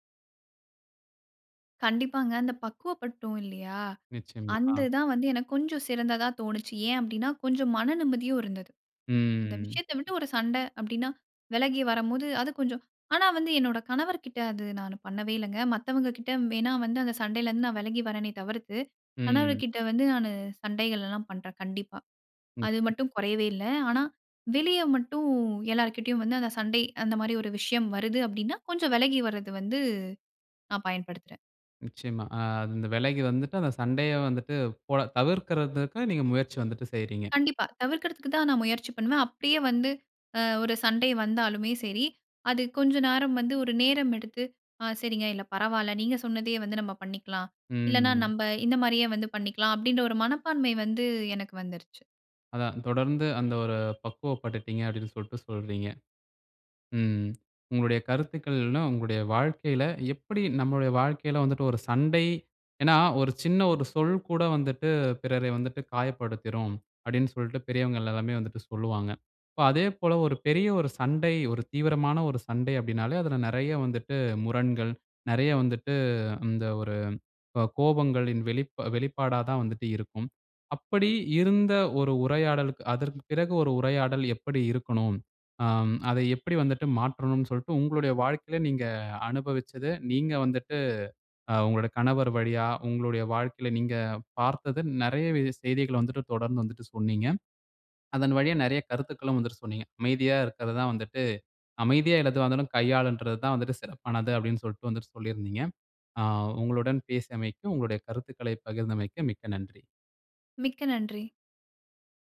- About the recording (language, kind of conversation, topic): Tamil, podcast, தீவிரமான சண்டைக்குப் பிறகு உரையாடலை எப்படி தொடங்குவீர்கள்?
- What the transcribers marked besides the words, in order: drawn out: "ம்"; unintelligible speech; drawn out: "அ"; "விலகி" said as "வெலகி"; "சரி" said as "செரி"; "இல்லை, பரவாயில்ல" said as "இல்ல, பரவால்ல"; drawn out: "ம்"; "நம்ம" said as "நம்ப"; "சொல்லிட்டு" said as "சொல்ட்டு"; horn; "எப்படி" said as "எப்டி"; "சொல்லிட்டு" said as "சொல்ட்டு"; "சொல்லிட்டு" said as "சொல்ட்டு"; "வந்து விட்டு" said as "வந்துட்டு"; "வந்து விட்டு" said as "வந்துட்டு"; "இருக்குறது" said as "இருக்கறது"; "எதுவாக இருந்தாலும்" said as "எதுனாலும்"; "சொல்லிட்டு" said as "சொல்ட்டு"